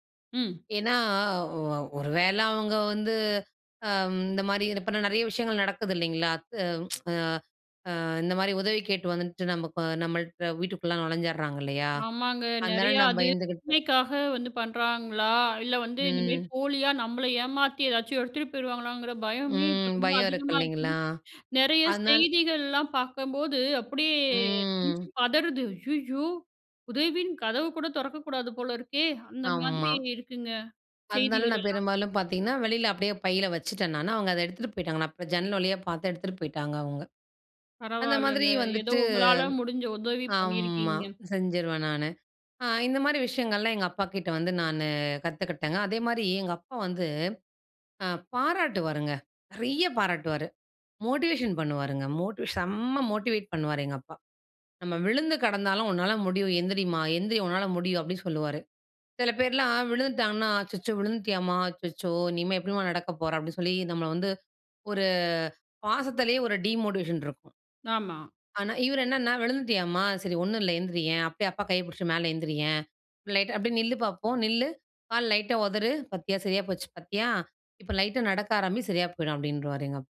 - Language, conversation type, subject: Tamil, podcast, ஒரு பாத்திரத்தை உருவாக்கும்போது உங்கள் தனிப்பட்ட ரகசியம் என்ன?
- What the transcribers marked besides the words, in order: tsk; afraid: "நெறையா அது உண்மைக்காக, வந்து பண்றாங்களா … மாதிரி இருக்குங்க. செய்திகளெல்லாம்"; "இருக்குங்க" said as "இருக்கு"; inhale; "அப்படின்னு" said as "அப்டி"; in English: "டீமோட்டிவேஷன்"; other background noise